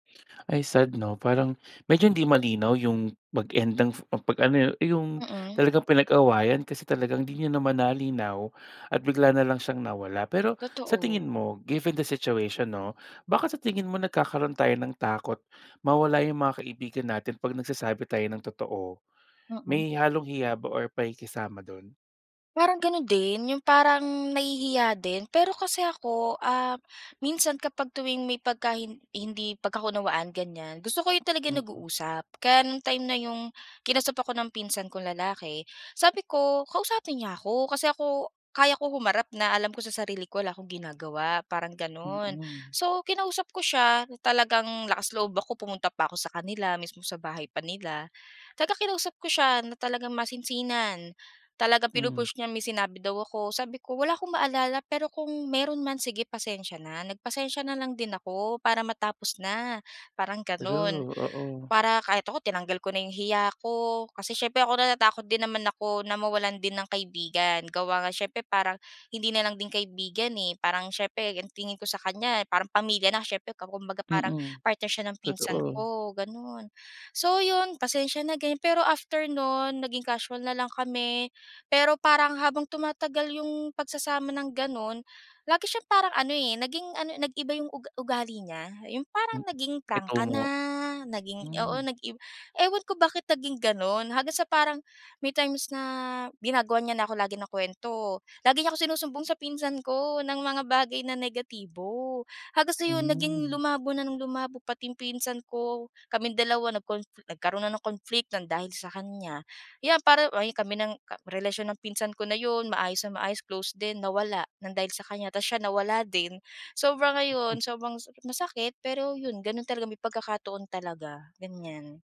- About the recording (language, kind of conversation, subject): Filipino, podcast, Paano mo hinaharap ang takot na mawalan ng kaibigan kapag tapat ka?
- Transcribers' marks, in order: in English: "conflict"